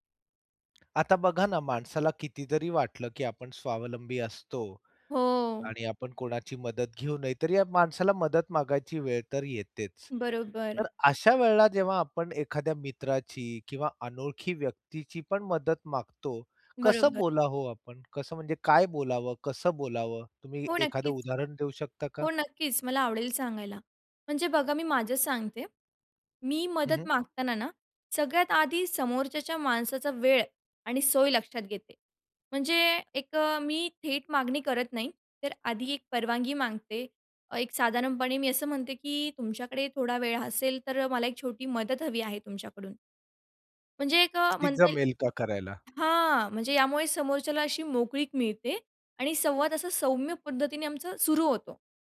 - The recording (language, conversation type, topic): Marathi, podcast, एखाद्याकडून मदत मागायची असेल, तर तुम्ही विनंती कशी करता?
- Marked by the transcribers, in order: tapping; horn